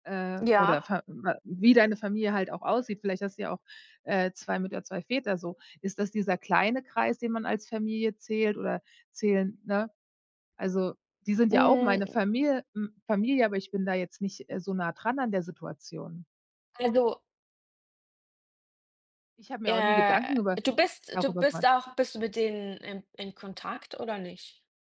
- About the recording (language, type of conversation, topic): German, unstructured, Wie gehst du mit Konflikten in der Familie um?
- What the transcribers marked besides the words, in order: none